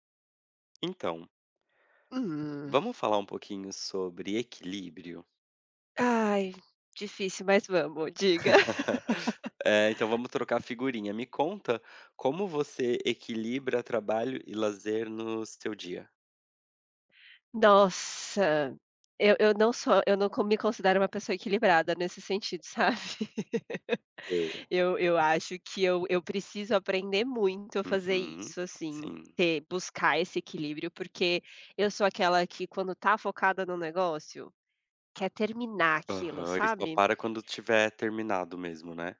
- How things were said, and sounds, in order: tapping; laugh; other background noise; laugh
- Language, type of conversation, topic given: Portuguese, unstructured, Como você equilibra trabalho e lazer no seu dia?